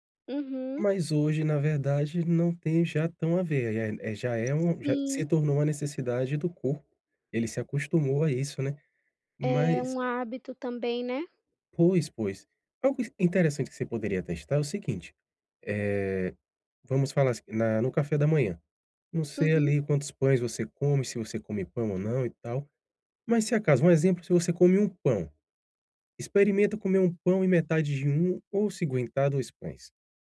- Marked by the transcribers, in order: other background noise
- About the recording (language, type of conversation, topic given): Portuguese, advice, Como posso aprender a reconhecer os sinais de fome e de saciedade no meu corpo?